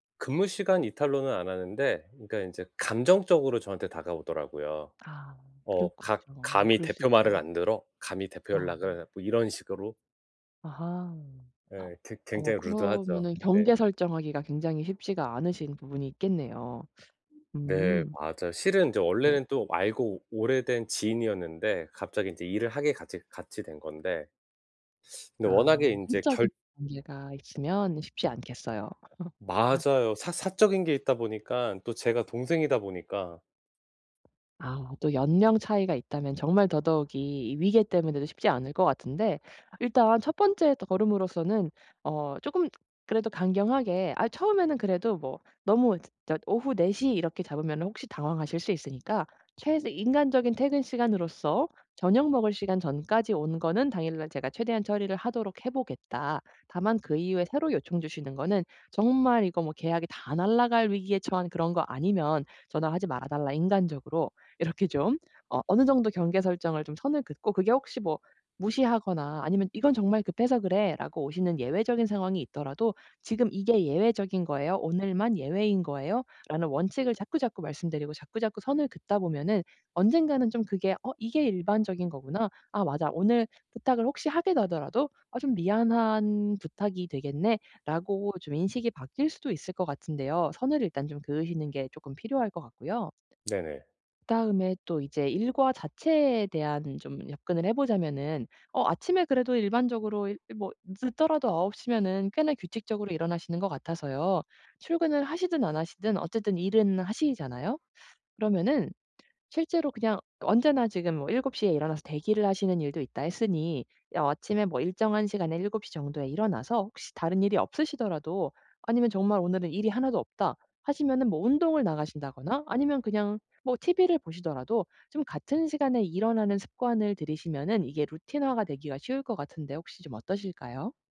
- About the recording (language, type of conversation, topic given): Korean, advice, 창의적인 아이디어를 얻기 위해 일상 루틴을 어떻게 바꾸면 좋을까요?
- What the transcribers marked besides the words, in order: in English: "루드하죠"; other background noise; laugh; laughing while speaking: "이렇게"; "늦더라도" said as "느스더라도"